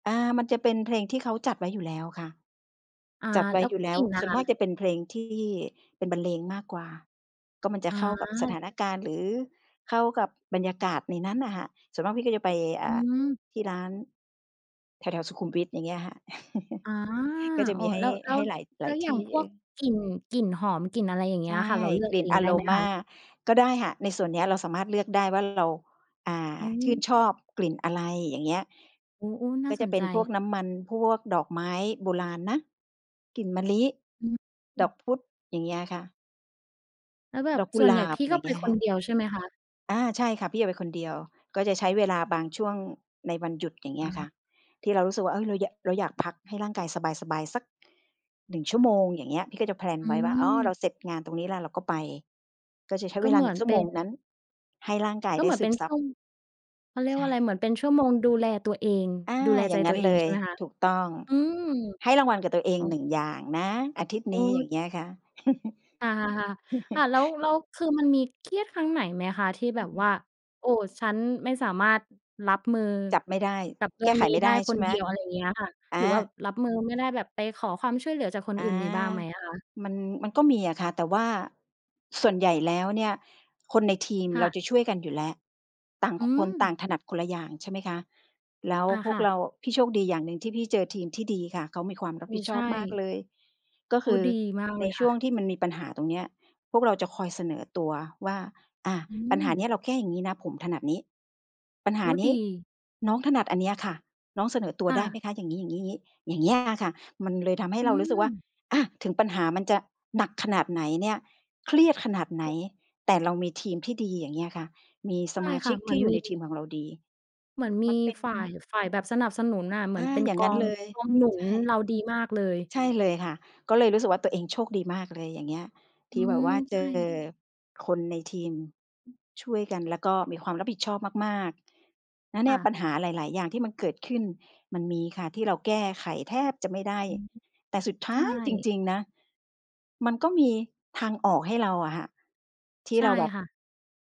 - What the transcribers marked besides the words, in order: other background noise; tapping; chuckle; background speech; in English: "แพลน"; chuckle
- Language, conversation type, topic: Thai, podcast, คุณมีวิธีจัดการกับความเครียดอย่างไรบ้าง?